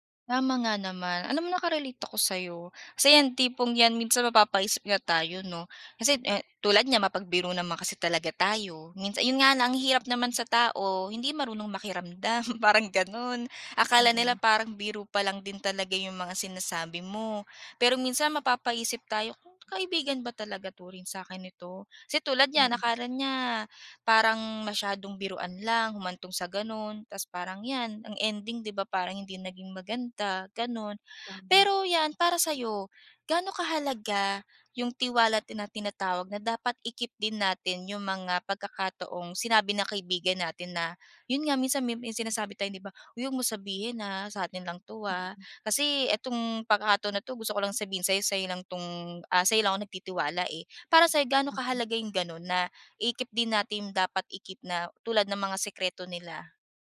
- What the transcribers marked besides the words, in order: other background noise
- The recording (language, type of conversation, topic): Filipino, podcast, Paano nakatutulong ang pagbabahagi ng kuwento sa pagbuo ng tiwala?